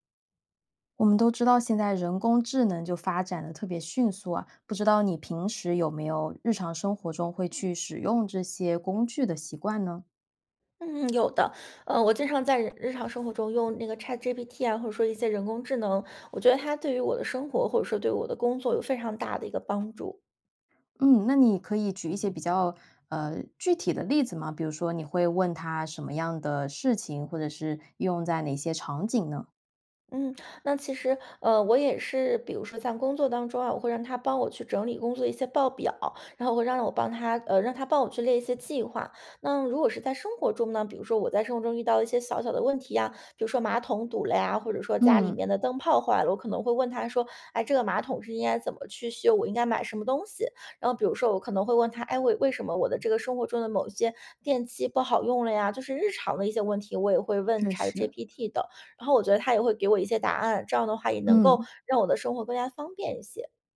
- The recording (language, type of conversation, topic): Chinese, podcast, 你如何看待人工智能在日常生活中的应用？
- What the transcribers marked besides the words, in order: other background noise